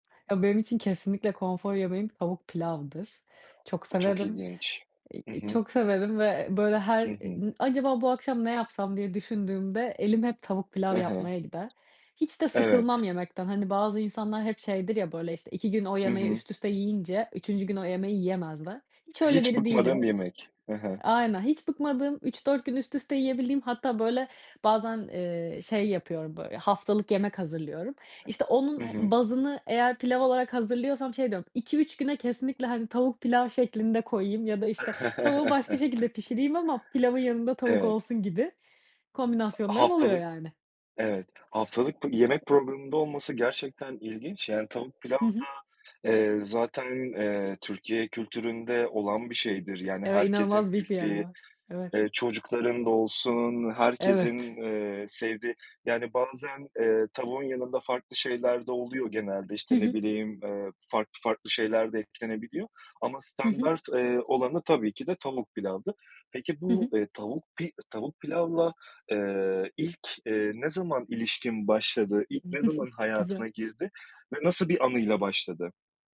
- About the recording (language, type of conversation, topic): Turkish, podcast, Senin için gerçek bir konfor yemeği nedir?
- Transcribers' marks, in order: other background noise; tapping; chuckle; chuckle